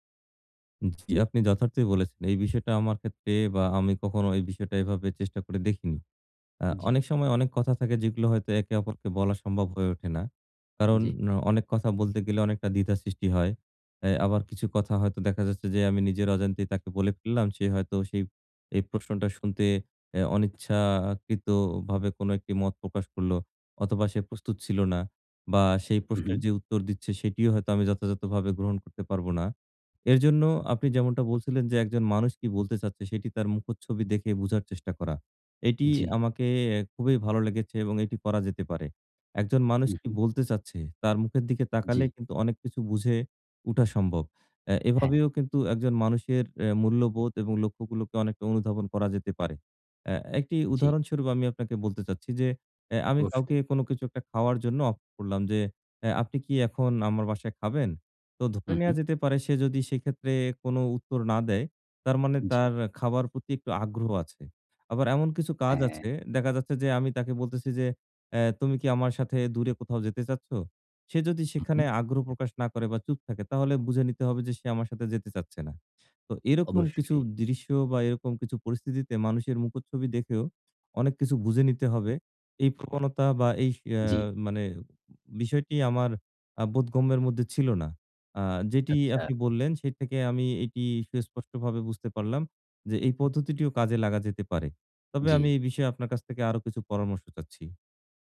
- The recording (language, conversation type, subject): Bengali, advice, আপনারা কি একে অপরের মূল্যবোধ ও লক্ষ্যগুলো সত্যিই বুঝতে পেরেছেন এবং সেগুলো নিয়ে খোলামেলা কথা বলতে পারেন?
- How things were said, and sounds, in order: tapping